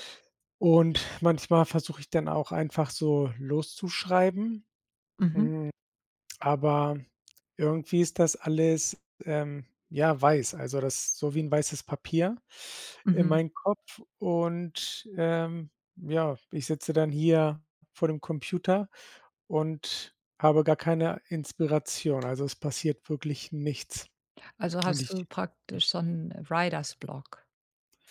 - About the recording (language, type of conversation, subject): German, advice, Wie kann ich eine kreative Routine aufbauen, auch wenn Inspiration nur selten kommt?
- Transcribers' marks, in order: in English: "Writer's Block?"